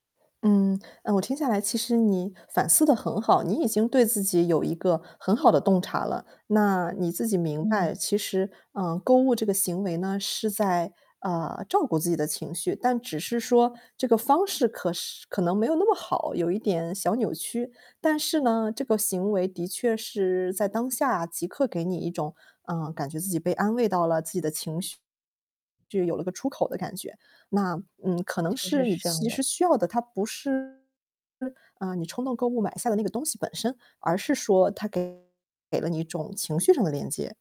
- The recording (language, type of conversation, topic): Chinese, advice, 你通常在什么情境或情绪下会无法控制地冲动购物？
- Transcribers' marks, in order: static; distorted speech